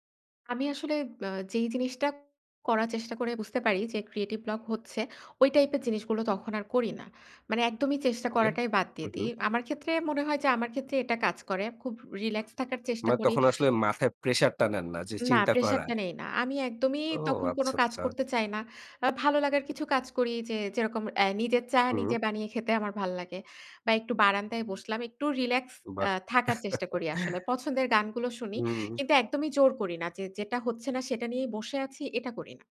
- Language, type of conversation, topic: Bengali, podcast, নতুন আইডিয়া খুঁজে পেতে আপনি সাধারণত কী করেন?
- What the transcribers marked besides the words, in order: tapping